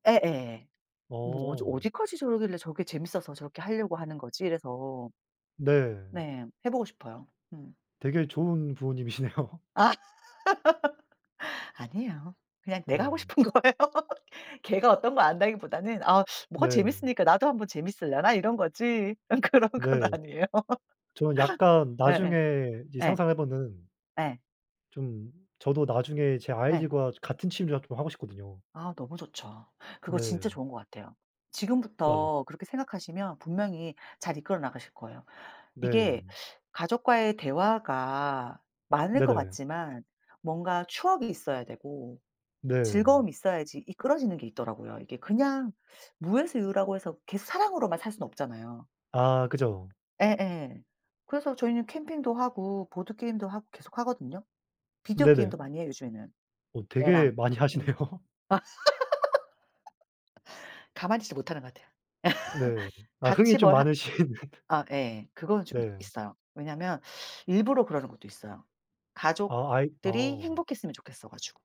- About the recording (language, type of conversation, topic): Korean, unstructured, 취미 때문에 가족과 다툰 적이 있나요?
- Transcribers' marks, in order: other background noise; laughing while speaking: "부모님이시네요"; laugh; laughing while speaking: "거예요"; laughing while speaking: "아 그런 건 아니에요"; laugh; laughing while speaking: "하시네요"; laugh; laugh; laughing while speaking: "많으신"